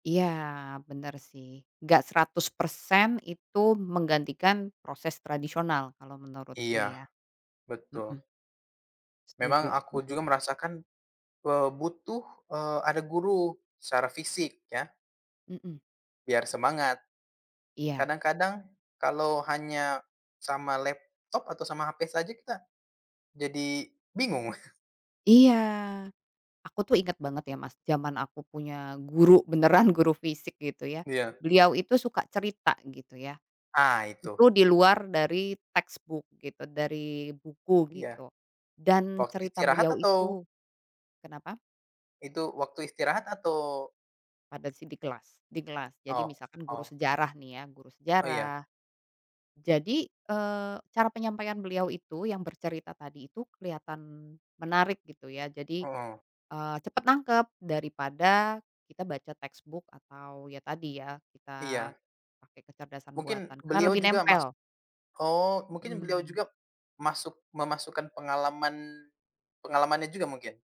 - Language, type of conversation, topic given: Indonesian, unstructured, Bagaimana teknologi memengaruhi cara kita belajar saat ini?
- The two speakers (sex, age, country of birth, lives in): female, 35-39, Indonesia, Germany; male, 18-19, Indonesia, Indonesia
- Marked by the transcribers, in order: chuckle; tapping; in English: "textbook"; in English: "textbook"